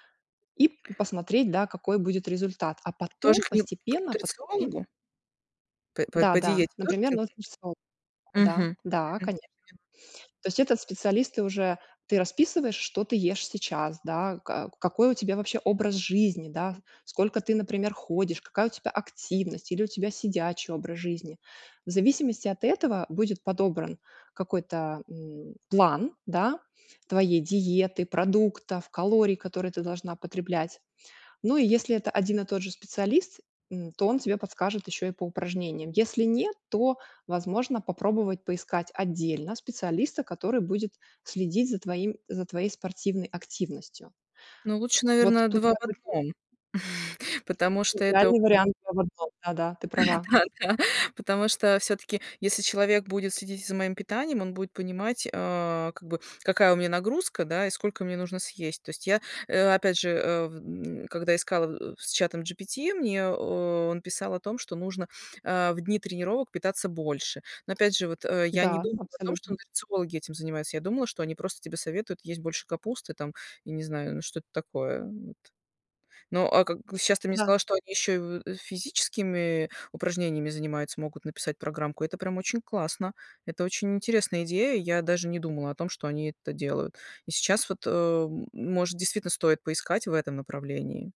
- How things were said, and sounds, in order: tapping; unintelligible speech; other background noise; background speech; chuckle; laughing while speaking: "Да-да-да"
- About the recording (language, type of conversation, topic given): Russian, advice, С чего мне начать, если я хочу похудеть или нарастить мышцы?